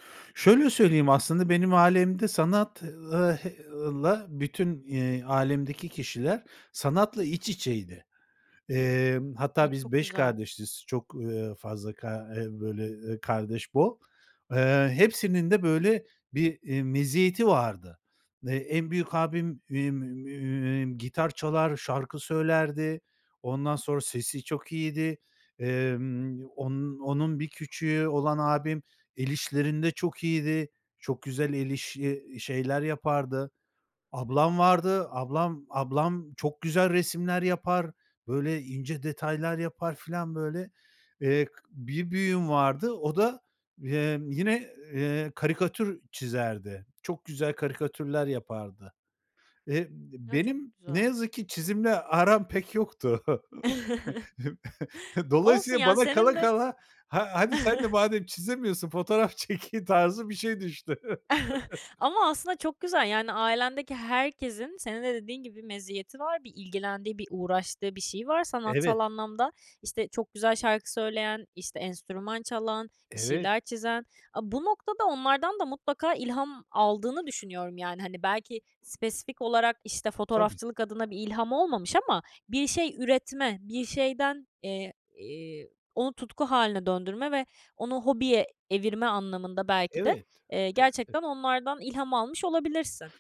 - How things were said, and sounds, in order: other background noise; other noise; chuckle; chuckle; laughing while speaking: "çek"; chuckle; tapping
- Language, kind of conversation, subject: Turkish, podcast, Bir hobinin hayatını nasıl değiştirdiğini anlatır mısın?